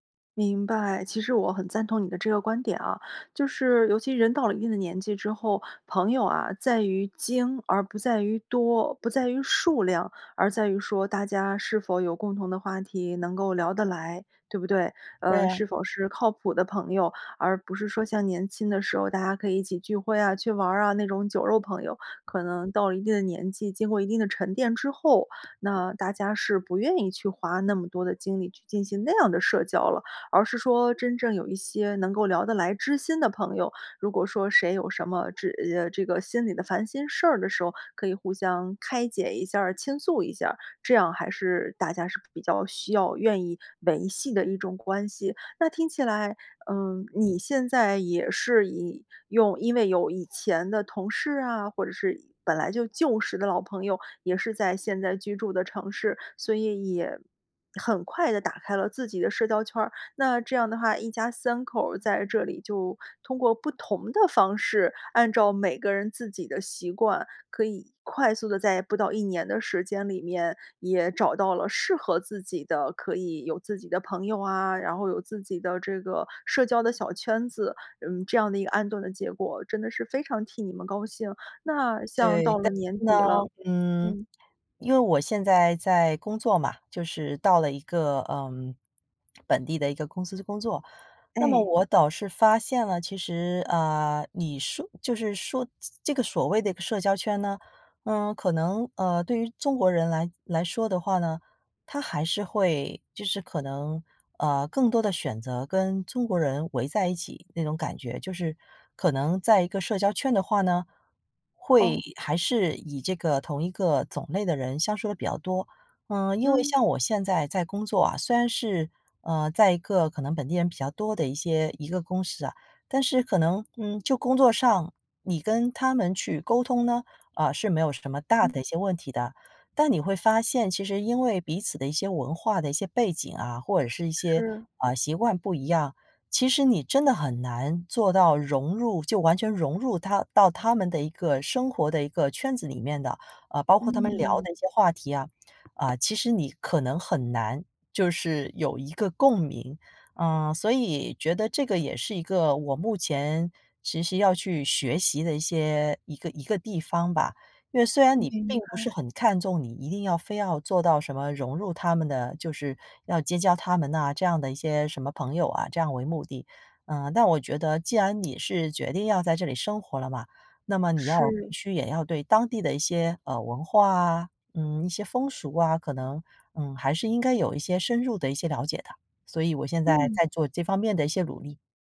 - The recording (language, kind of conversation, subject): Chinese, podcast, 怎样才能重新建立社交圈？
- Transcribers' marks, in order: tapping; other background noise; "我倒" said as "我岛"; "风俗" said as "风熟"; "努力" said as "卤力"